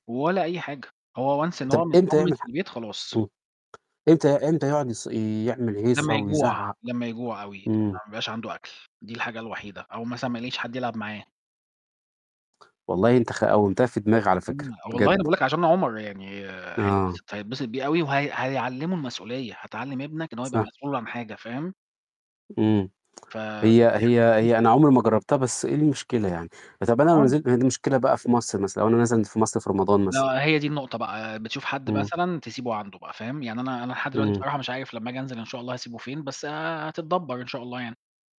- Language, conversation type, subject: Arabic, unstructured, إيه النصيحة اللي تديها لحد عايز يربي حيوان أليف لأول مرة؟
- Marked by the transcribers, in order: in English: "Once"; distorted speech